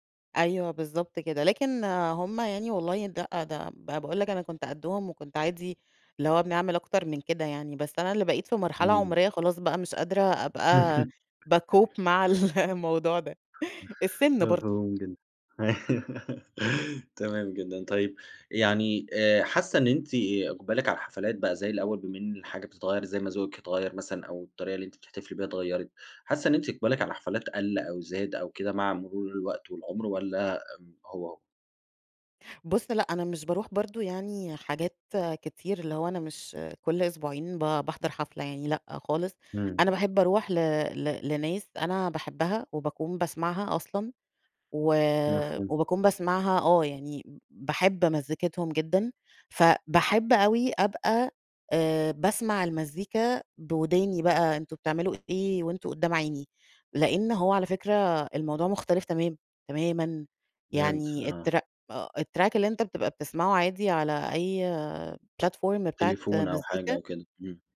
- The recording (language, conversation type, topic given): Arabic, podcast, إيه أكتر حاجة بتخلي الحفلة مميزة بالنسبالك؟
- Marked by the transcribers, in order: chuckle; tapping; in English: "بَاكوب"; laughing while speaking: "ال الموضوع ده"; laughing while speaking: "مفهوم جدًا"; laugh; other background noise; in English: "الtrack"; in English: "platform"